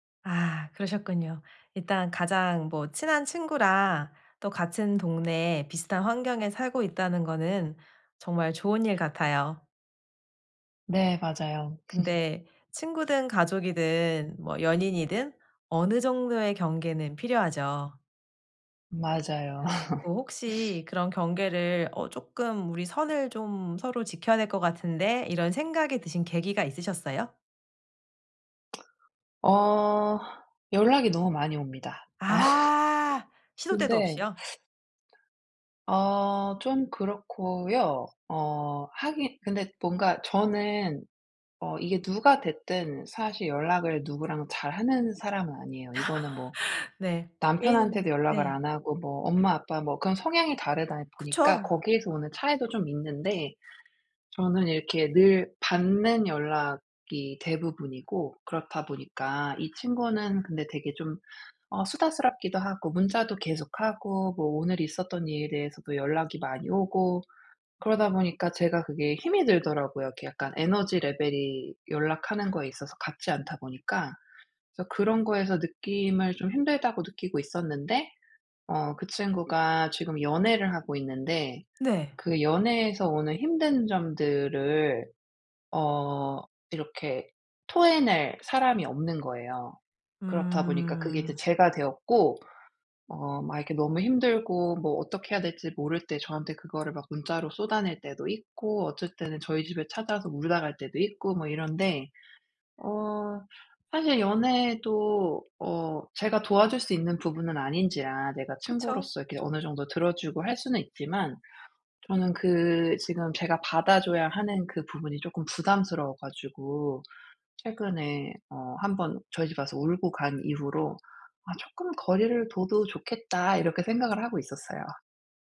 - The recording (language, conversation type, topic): Korean, advice, 친구들과 건강한 경계를 정하고 이를 어떻게 의사소통할 수 있을까요?
- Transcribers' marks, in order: other background noise; laugh; laugh; lip smack; laughing while speaking: "어"; laugh; teeth sucking; laugh